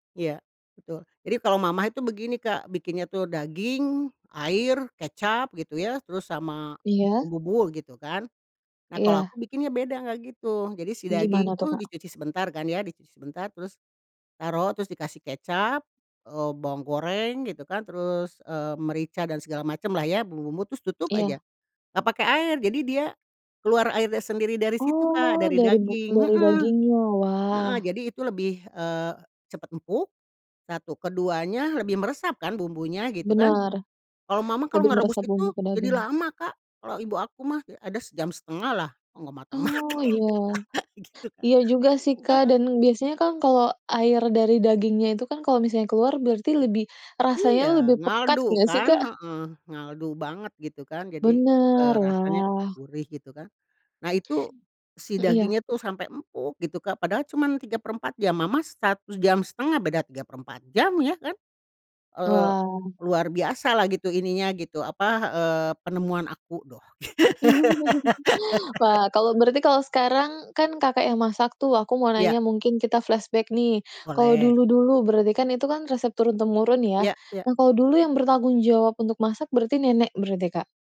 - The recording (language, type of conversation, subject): Indonesian, podcast, Ceritakan hidangan apa yang selalu ada di perayaan keluargamu?
- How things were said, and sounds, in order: tapping; laughing while speaking: "mateng ini Kak"; chuckle; other background noise; stressed: "empuk"; chuckle; laugh; in English: "flashback"